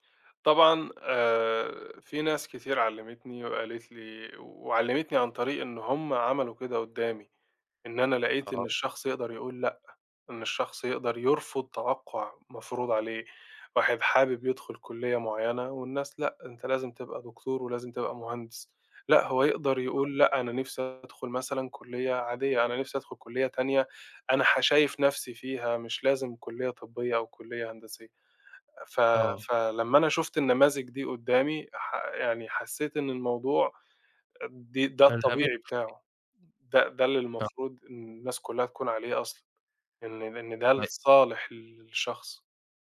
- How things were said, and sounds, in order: none
- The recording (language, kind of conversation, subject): Arabic, podcast, إزاي بتتعامل مع ضغط توقعات الناس منك؟